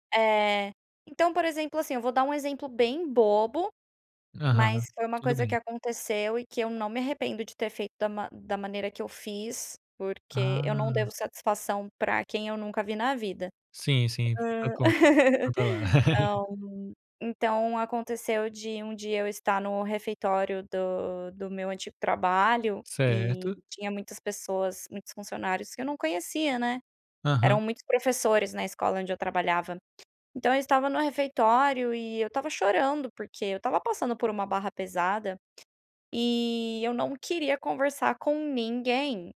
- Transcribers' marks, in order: unintelligible speech; laugh; tapping
- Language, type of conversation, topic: Portuguese, podcast, Como aprender a dizer não sem culpa?